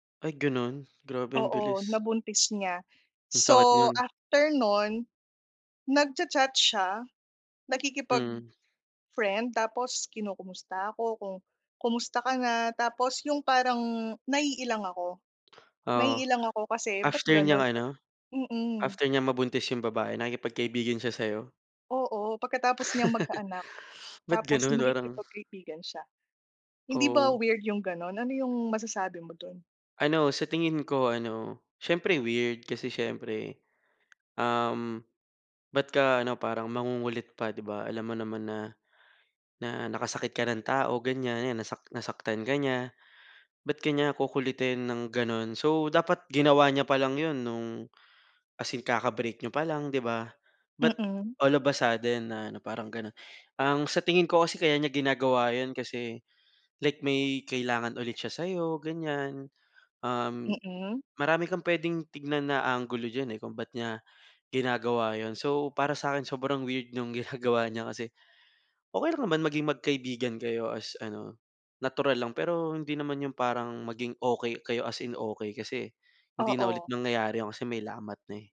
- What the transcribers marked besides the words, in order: other background noise; tongue click; chuckle; teeth sucking; in English: "But all of a sudden"; gasp; laughing while speaking: "ginagawa niya"
- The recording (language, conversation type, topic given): Filipino, advice, Paano ko haharapin ang ex ko na gustong maging kaibigan agad pagkatapos ng hiwalayan?